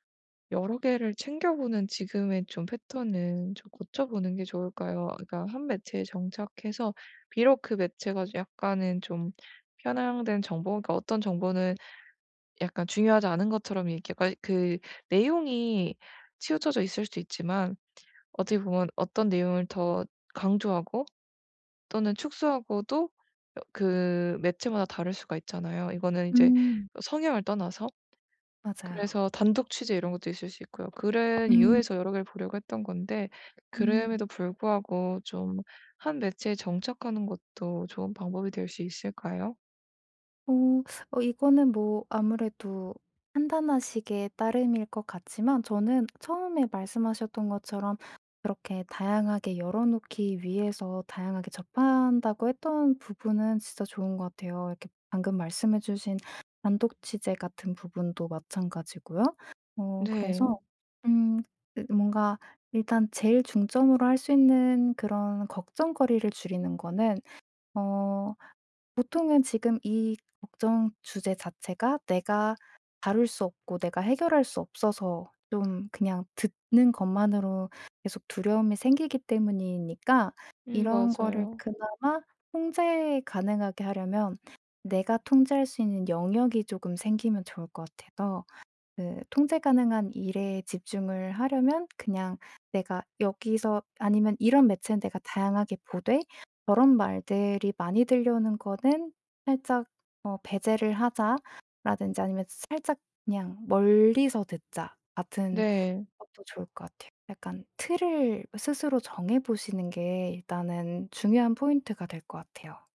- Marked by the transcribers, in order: tapping; other background noise
- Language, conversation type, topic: Korean, advice, 정보 과부하와 불확실성에 대한 걱정